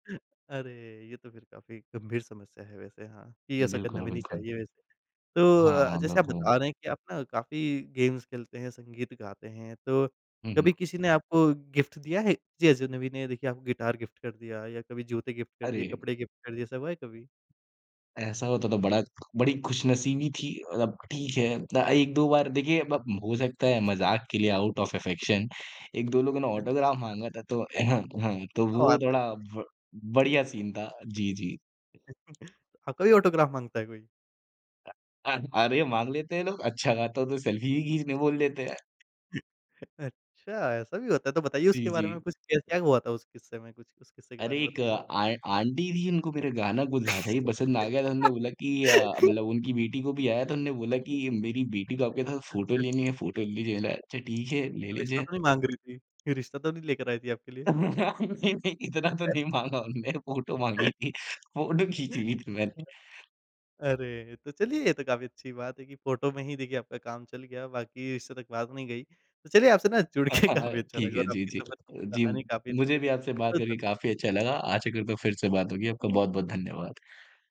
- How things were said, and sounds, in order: in English: "गेम्स"; in English: "गिफ्ट"; in English: "गिफ्ट"; in English: "गिफ्ट"; in English: "गिफ्ट"; in English: "आउट ऑफ अफेक्शन"; in English: "ऑटोग्राफ़"; cough; in English: "सीन"; laugh; tapping; in English: "ऑटोग्राफ़"; chuckle; laugh; "उन्होंने" said as "उनने"; laugh; laughing while speaking: "अच्छा"; laugh; laughing while speaking: "नहीं नहीं, इतना तो नहीं … खींची थी मैंने"; laugh; laughing while speaking: "जुड़के काफ़ी अच्छा लगा"; laughing while speaking: "हाँ, हाँ"; background speech
- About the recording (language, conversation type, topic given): Hindi, podcast, सफ़र के दौरान किसी अजनबी से आपकी सबसे यादगार मुलाकात कौन-सी थी?